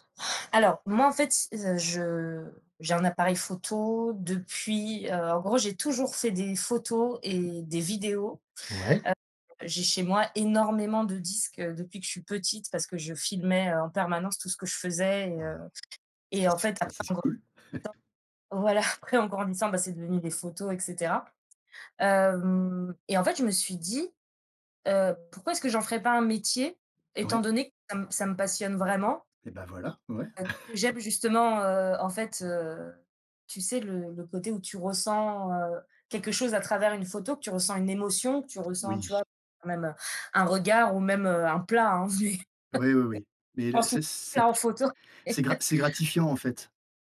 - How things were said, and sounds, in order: other background noise; tapping; stressed: "énormément"; unintelligible speech; laughing while speaking: "Voilà"; chuckle; laugh; laugh; unintelligible speech; laugh
- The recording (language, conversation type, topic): French, unstructured, Quel métier te rendrait vraiment heureux, et pourquoi ?